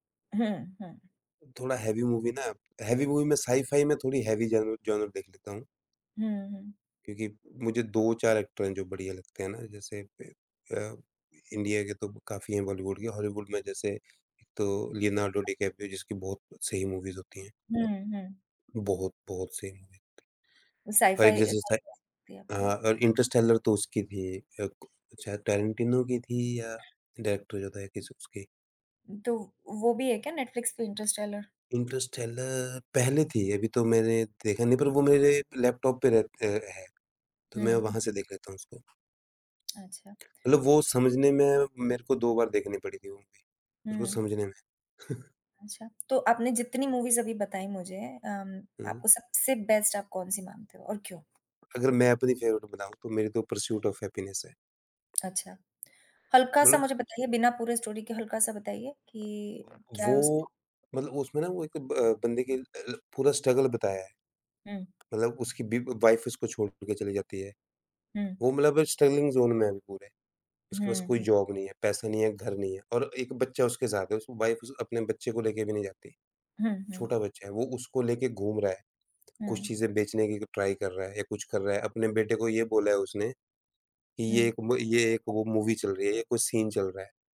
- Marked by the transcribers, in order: in English: "हेवी मूवी"; in English: "हेवी मूवी"; in English: "हेवी"; in English: "एक्टर"; in English: "मूवीज"; in English: "मूवी थ"; in English: "एक्साइट"; in English: "डायरेक्टर"; tapping; in English: "मूवी"; chuckle; in English: "मूवीज़"; in English: "बेस्ट"; in English: "फेवरेट"; in English: "स्टोरी"; other background noise; in English: "स्ट्रगल"; in English: "वाइफ"; in English: "स्ट्रगलिंग जोन"; in English: "जॉब"; in English: "वाइफ"; in English: "ट्राई"; in English: "मूवी"; in English: "सीन"
- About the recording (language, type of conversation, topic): Hindi, unstructured, आपने आखिरी बार कौन-सी फ़िल्म देखकर खुशी महसूस की थी?